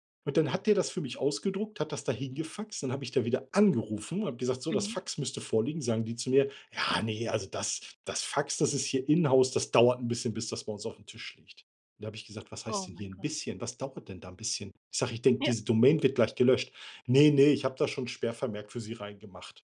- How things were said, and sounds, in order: put-on voice: "Ja ne, also, das das Fax, das ist hier inhouse"; in English: "Oh my God"
- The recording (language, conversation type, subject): German, podcast, Kannst du von einem glücklichen Zufall erzählen, der dein Leben verändert hat?